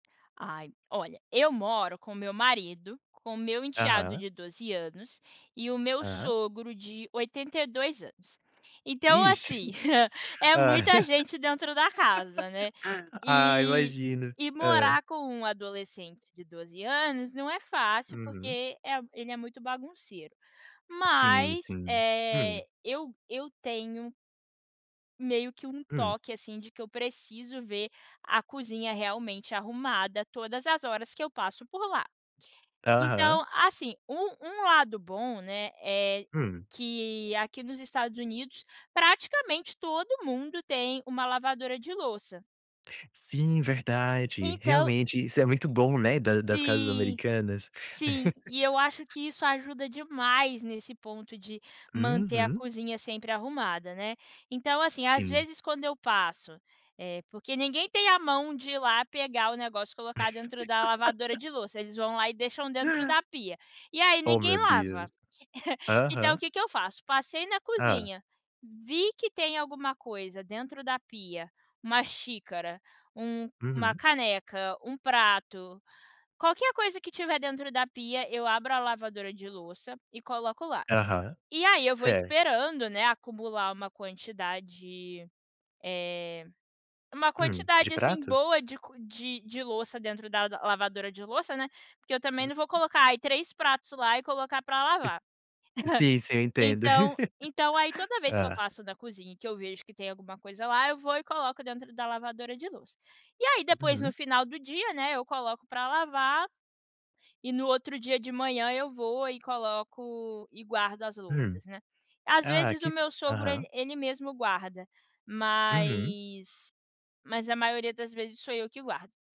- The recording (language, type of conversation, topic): Portuguese, podcast, Que truques você usa para manter a cozinha sempre arrumada?
- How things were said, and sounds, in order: chuckle; giggle; laugh; laugh; laugh; giggle; chuckle; laugh